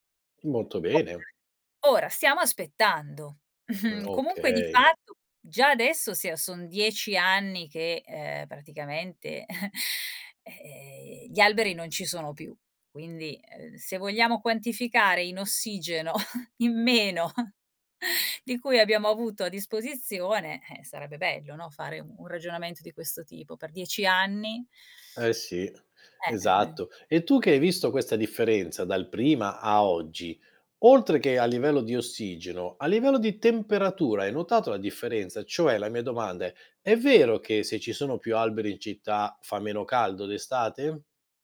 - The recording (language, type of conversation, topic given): Italian, podcast, Quali iniziative locali aiutano a proteggere il verde in città?
- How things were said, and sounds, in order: laughing while speaking: "Mhmm"; chuckle; chuckle